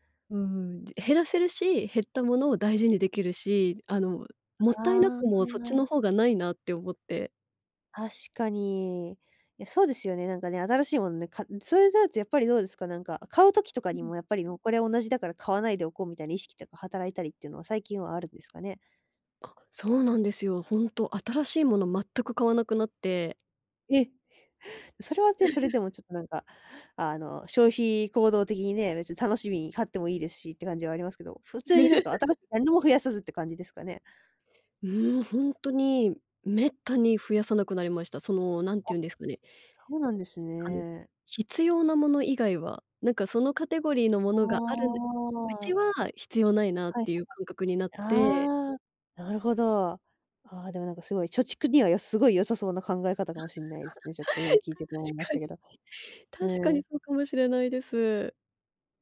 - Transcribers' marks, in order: other background noise; chuckle; laugh; other noise; chuckle; laughing while speaking: "確かに"
- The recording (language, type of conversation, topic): Japanese, podcast, 物を減らすとき、どんな基準で手放すかを決めていますか？